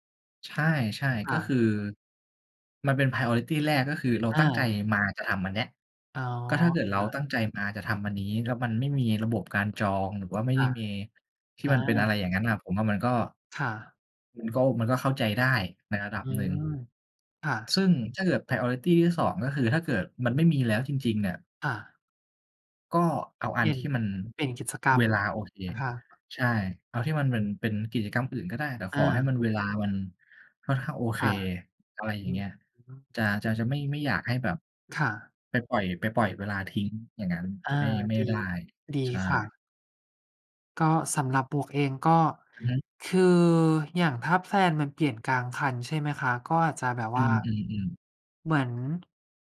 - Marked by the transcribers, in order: in English: "priority"; in English: "priority"; "เป็น-" said as "เป๋น"; in English: "แพลน"
- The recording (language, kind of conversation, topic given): Thai, unstructured, ประโยชน์ของการวางแผนล่วงหน้าในแต่ละวัน